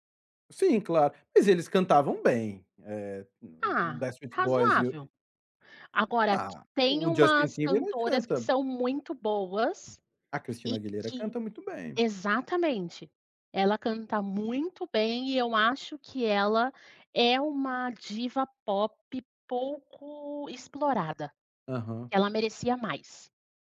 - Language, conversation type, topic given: Portuguese, podcast, O que faz uma música virar hit hoje, na sua visão?
- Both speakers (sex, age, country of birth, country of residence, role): female, 30-34, Brazil, Portugal, guest; male, 45-49, Brazil, Spain, host
- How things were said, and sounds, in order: none